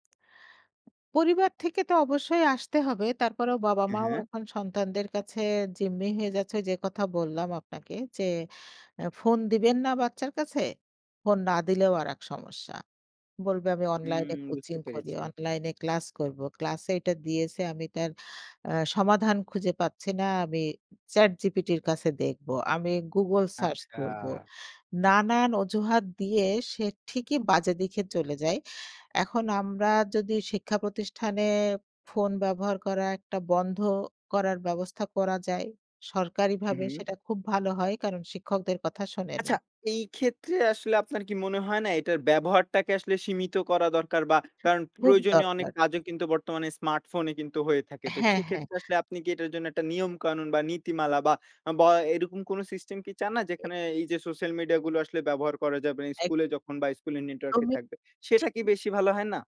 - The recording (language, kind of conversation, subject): Bengali, podcast, সামাজিক মাধ্যম কি জীবনে ইতিবাচক পরিবর্তন আনতে সাহায্য করে, নাকি চাপ বাড়ায়?
- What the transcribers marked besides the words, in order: other background noise